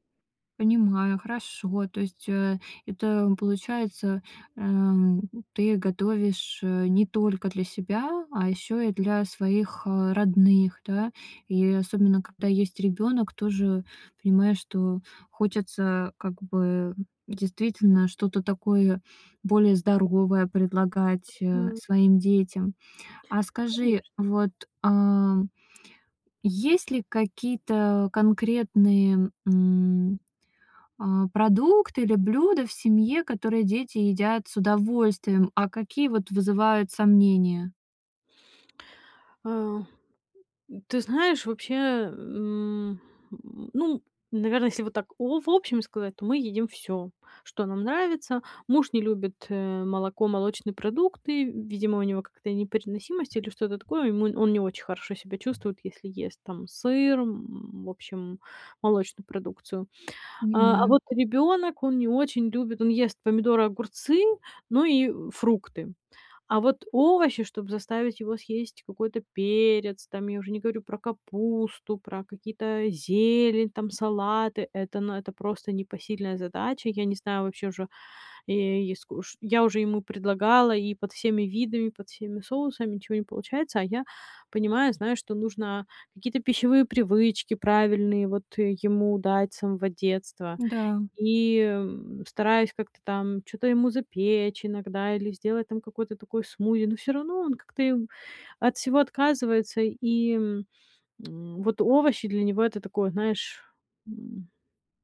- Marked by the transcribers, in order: tapping
- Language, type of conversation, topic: Russian, advice, Как научиться готовить полезную еду для всей семьи?